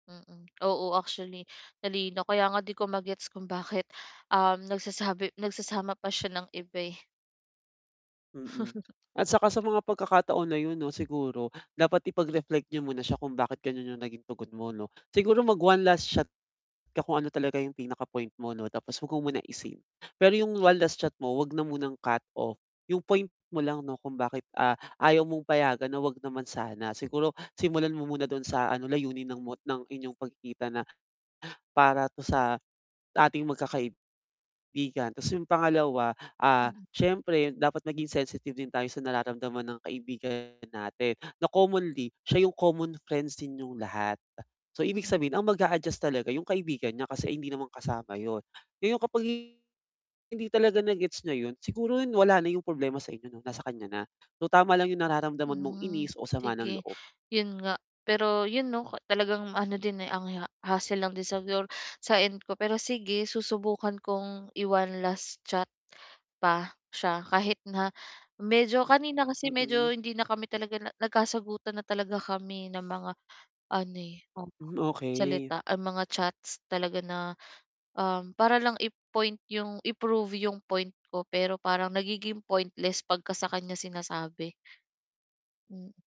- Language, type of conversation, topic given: Filipino, advice, Paano ko mas mauunawaan at matutukoy ang tamang tawag sa mga damdaming nararamdaman ko?
- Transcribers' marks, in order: tapping; chuckle; static; other background noise; distorted speech